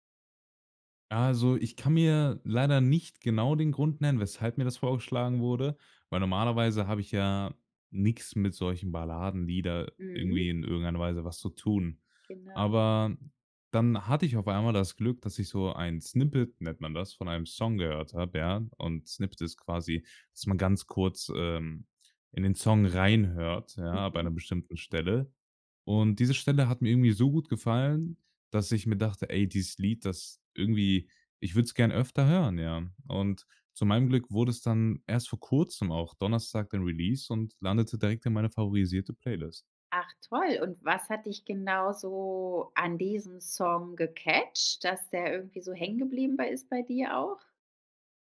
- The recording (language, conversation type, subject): German, podcast, Wie haben soziale Medien die Art verändert, wie du neue Musik entdeckst?
- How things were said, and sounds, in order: in English: "Snippet"; in English: "Snippet"; stressed: "reinhört"